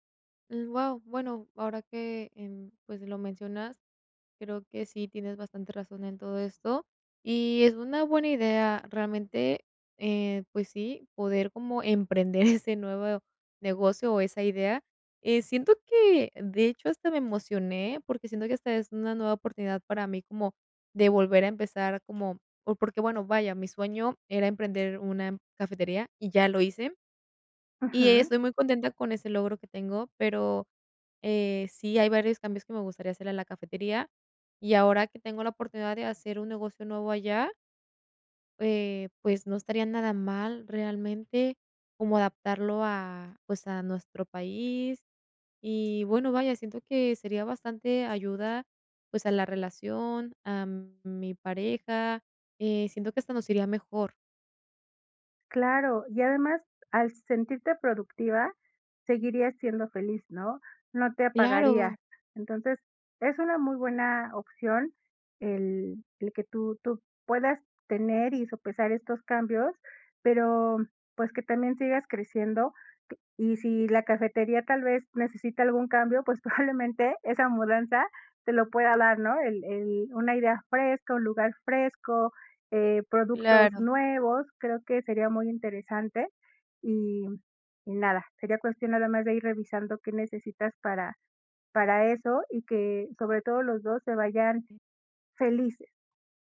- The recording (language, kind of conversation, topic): Spanish, advice, ¿Cómo puedo apoyar a mi pareja durante cambios importantes en su vida?
- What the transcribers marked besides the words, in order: laughing while speaking: "ese"; laughing while speaking: "probablemente"; tapping